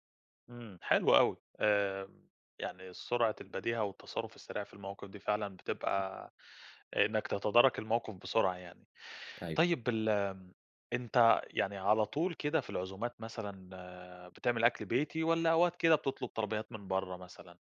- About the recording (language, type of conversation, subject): Arabic, podcast, إزاي بتخطط لوجبة لما يكون عندك ضيوف؟
- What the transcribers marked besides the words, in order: tapping; other noise